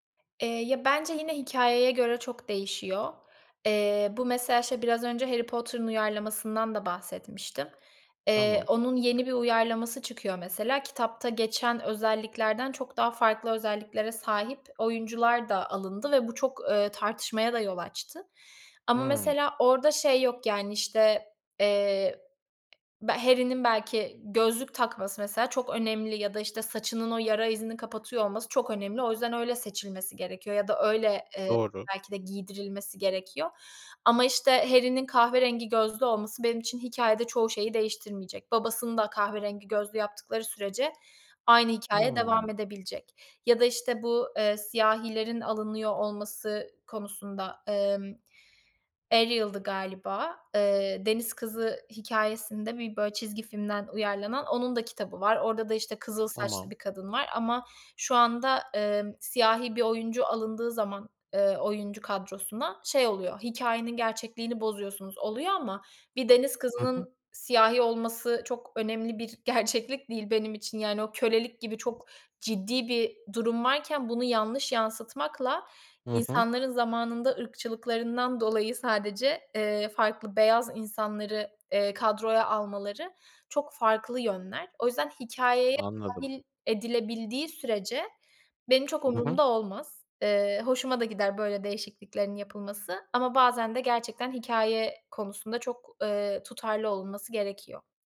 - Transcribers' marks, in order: other background noise; tapping
- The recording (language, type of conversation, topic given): Turkish, podcast, Kitap okumak ile film izlemek hikâyeyi nasıl değiştirir?